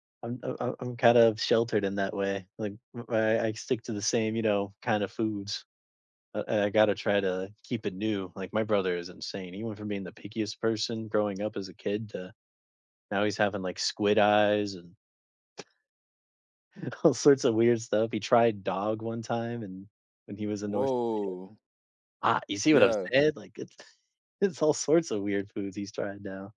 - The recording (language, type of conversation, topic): English, unstructured, What is the grossest thing you have eaten just to be polite?
- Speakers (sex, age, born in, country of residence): male, 25-29, United States, United States; male, 25-29, United States, United States
- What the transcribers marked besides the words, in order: tapping; laughing while speaking: "all"; unintelligible speech